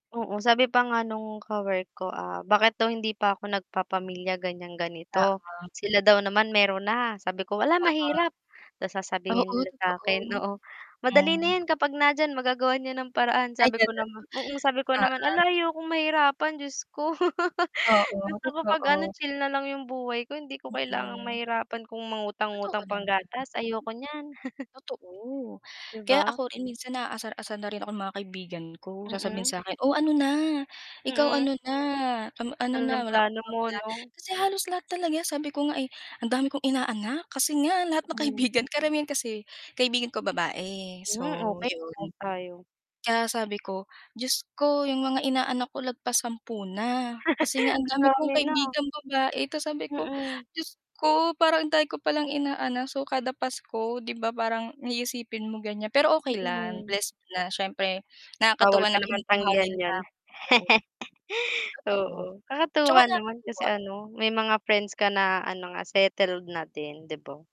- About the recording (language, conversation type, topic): Filipino, unstructured, Ano ang mga pangarap na nais mong makamit bago ka mag-30?
- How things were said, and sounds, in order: static; distorted speech; laugh; chuckle; laugh; laugh